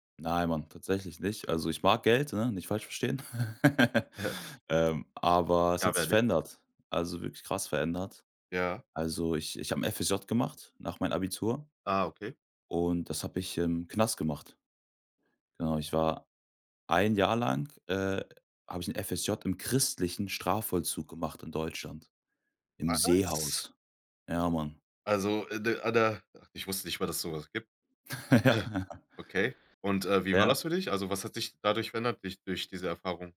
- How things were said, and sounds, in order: chuckle; laugh; stressed: "christlichen"; surprised: "Was?"; other noise; laugh; laughing while speaking: "Ja"
- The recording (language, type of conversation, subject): German, podcast, Wie hat sich deine Vorstellung von Erfolg über die Jahre verändert?